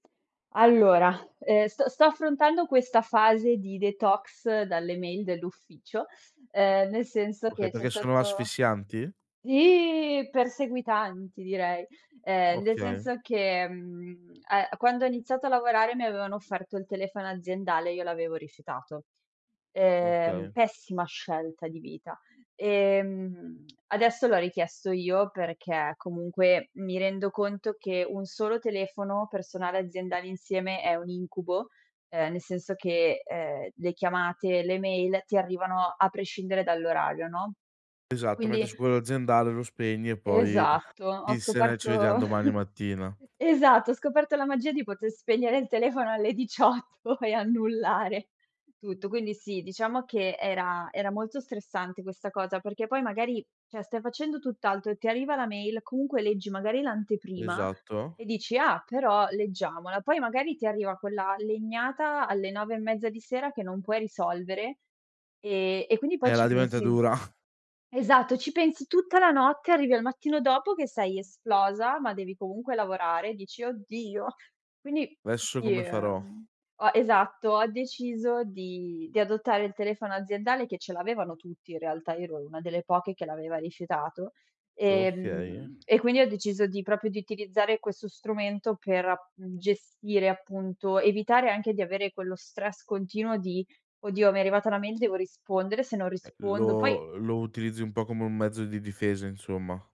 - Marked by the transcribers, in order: other background noise; in English: "detox"; drawn out: "sì!"; stressed: "pessima scelta di vita"; chuckle; laughing while speaking: "diciotto e annullare"; chuckle; "Adesso" said as "esso"; "Okay" said as "dokeye"; "proprio" said as "propio"
- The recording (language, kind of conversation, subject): Italian, podcast, Come bilanci lavoro e vita privata nelle tue scelte?